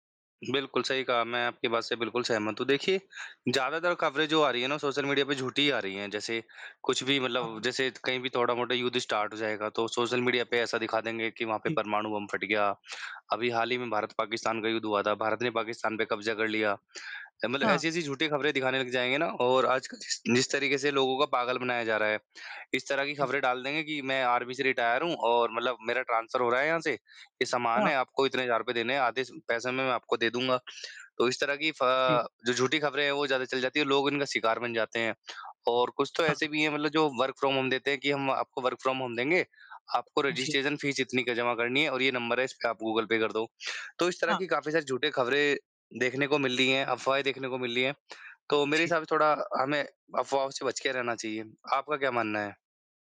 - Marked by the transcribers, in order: in English: "कवरेज़"; in English: "स्टार्ट"; in English: "रिटायर"; in English: "ट्रांसफर"; in English: "वर्क फ्रॉम होम"; in English: "वर्क फ्रॉम होम"; in English: "रजिस्ट्रेशन फ़ीस"
- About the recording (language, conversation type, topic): Hindi, unstructured, क्या सोशल मीडिया झूठ और अफवाहें फैलाने में मदद कर रहा है?
- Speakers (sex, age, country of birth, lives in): female, 25-29, India, India; male, 25-29, India, India